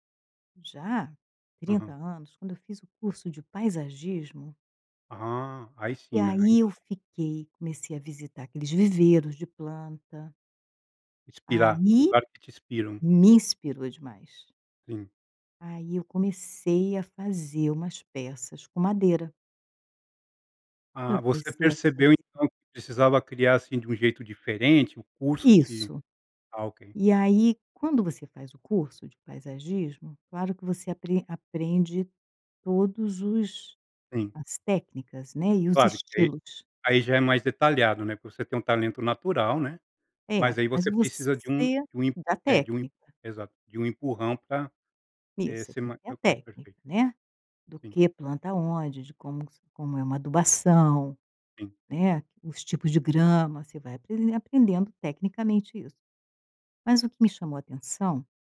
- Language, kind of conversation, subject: Portuguese, podcast, Você pode me contar uma história que define o seu modo de criar?
- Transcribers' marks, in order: tapping; unintelligible speech